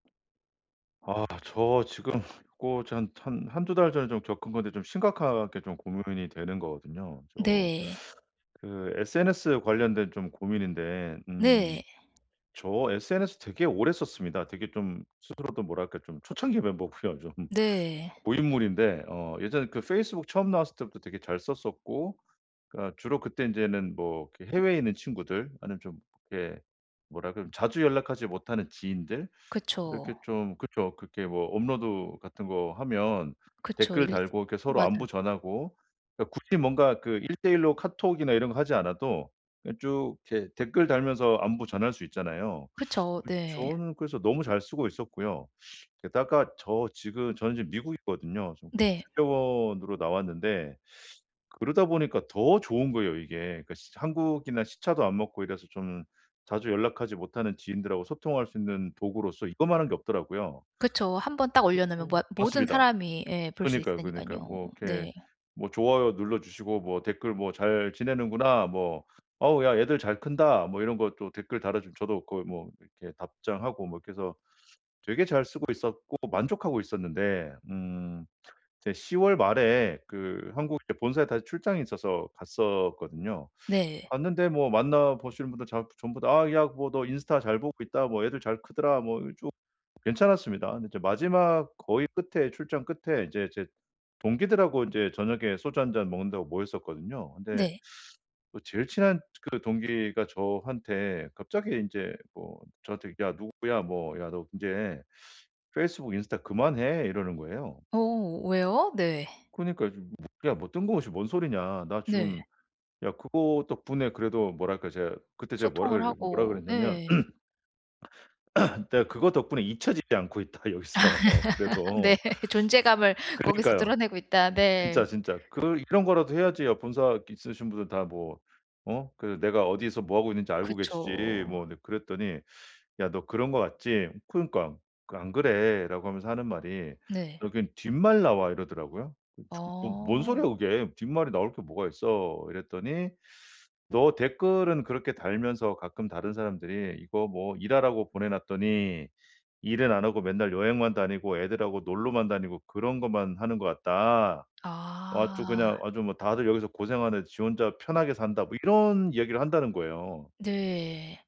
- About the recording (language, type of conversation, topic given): Korean, advice, 온라인에서 다른 사람들의 평가에 휘둘리지 않으려면 어떻게 해야 하나요?
- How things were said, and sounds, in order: other background noise; tapping; laughing while speaking: "멤버고요"; put-on voice: "페이스북"; unintelligible speech; throat clearing; laughing while speaking: "있다. 여기서"; laugh; laughing while speaking: "네. 존재감을"; other noise